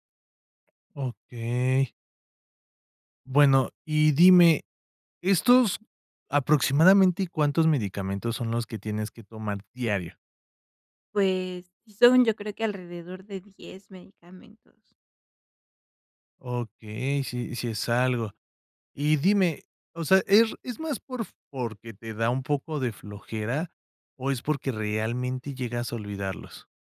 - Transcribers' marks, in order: other background noise
- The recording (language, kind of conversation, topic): Spanish, advice, ¿Por qué a veces olvidas o no eres constante al tomar tus medicamentos o suplementos?